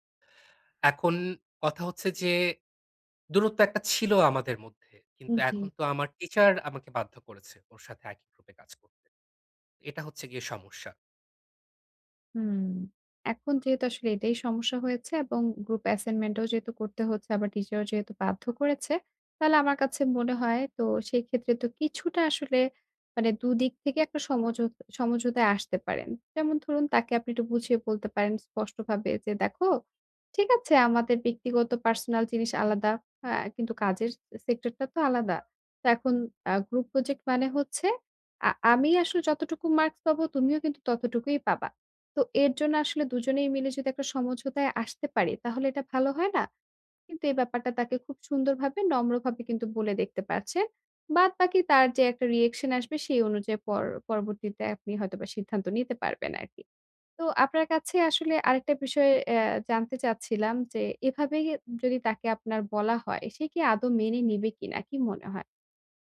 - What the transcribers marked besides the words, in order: other background noise; in English: "group project"; other street noise; in English: "reaction"
- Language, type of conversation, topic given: Bengali, advice, আমি কীভাবে দলগত চাপের কাছে নতি না স্বীকার করে নিজের সীমা নির্ধারণ করতে পারি?